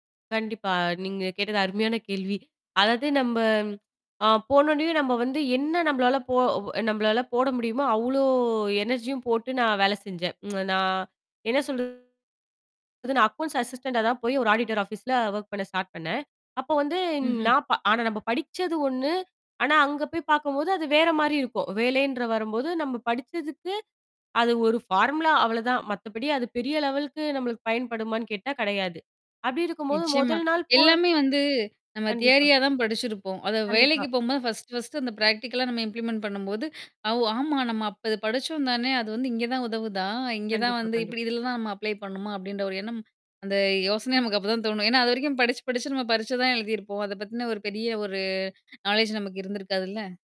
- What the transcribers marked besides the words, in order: tapping; in English: "எனர்ஜியும்"; tsk; drawn out: "நான்"; distorted speech; in English: "அக்கவுண்ட்ஸ் அசிஸ்டன்டா"; in English: "ஆடிட்டர் ஆஃபீஸ்ல ஒர்க்"; in English: "ஸ்டார்ட்"; in English: "ஃபார்முலா"; in English: "லெவல்கக்கு"; in English: "தியரியா"; in English: "பிராக்டிகலா"; in English: "இம்ப்ளிமென்ட்"; static; in English: "அப்ளை"; in English: "நாலேட்ஜ்"
- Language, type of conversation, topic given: Tamil, podcast, முதன்முறையாக வேலைக்குச் சென்ற அனுபவம் உங்களுக்கு எப்படி இருந்தது?